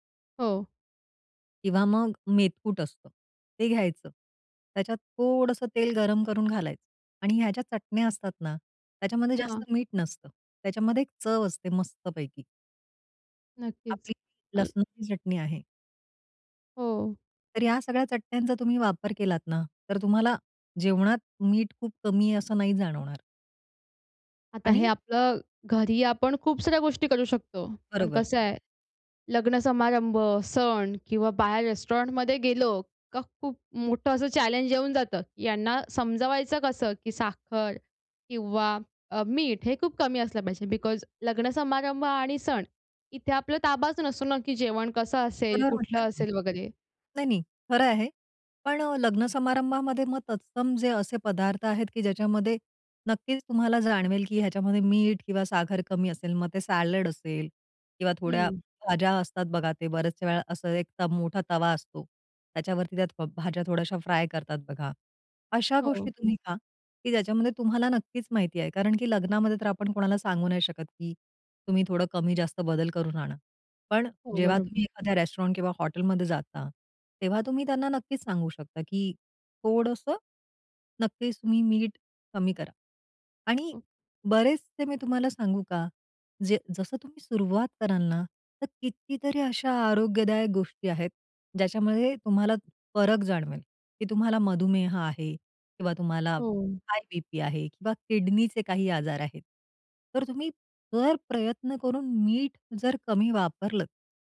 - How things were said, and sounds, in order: unintelligible speech; tapping; in English: "रेस्टॉरंटमध्ये"; in English: "बिकॉज"; in English: "सॅलड"; in English: "रेस्टॉरंट"
- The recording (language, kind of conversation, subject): Marathi, podcast, साखर आणि मीठ कमी करण्याचे सोपे उपाय